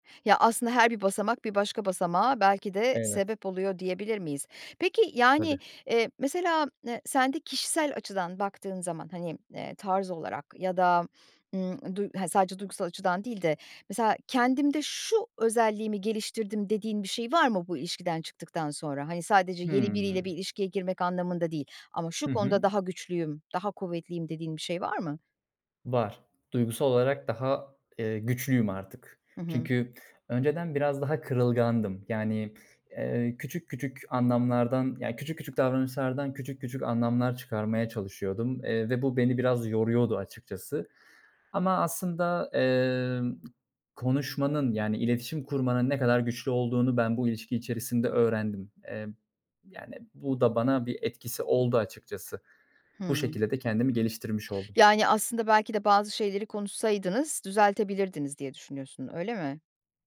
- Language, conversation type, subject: Turkish, podcast, Başarısızlıktan öğrendiğin en önemli ders nedir?
- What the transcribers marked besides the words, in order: tapping; other background noise